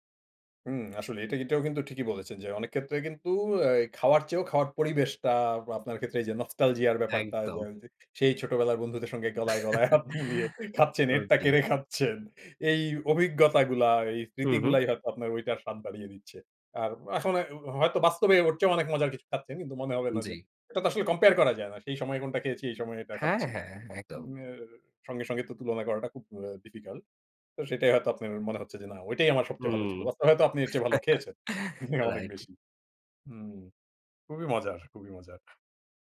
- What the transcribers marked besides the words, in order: other background noise; chuckle; laughing while speaking: "হাত মিলিয়ে"; laughing while speaking: "কেড়ে খাচ্ছেন"; chuckle; laughing while speaking: "অনেক"
- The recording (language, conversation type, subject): Bengali, podcast, রাস্তার কোনো খাবারের স্মৃতি কি আজও মনে আছে?